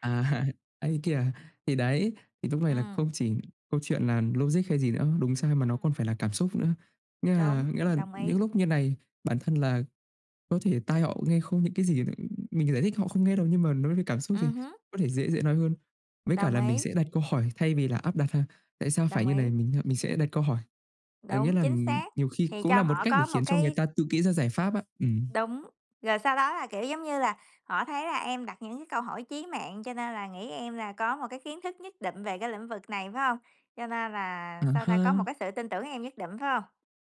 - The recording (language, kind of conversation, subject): Vietnamese, unstructured, Bạn làm thế nào để thuyết phục người khác khi bạn không có quyền lực?
- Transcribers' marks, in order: laughing while speaking: "À"; other background noise; tapping